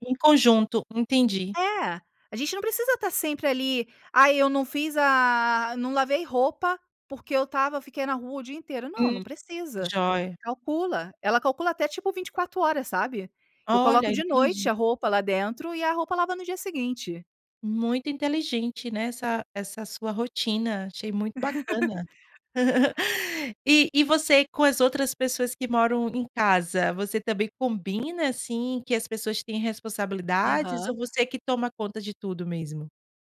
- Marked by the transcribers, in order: laugh; tapping; laugh
- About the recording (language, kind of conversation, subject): Portuguese, podcast, Como você integra o trabalho remoto à rotina doméstica?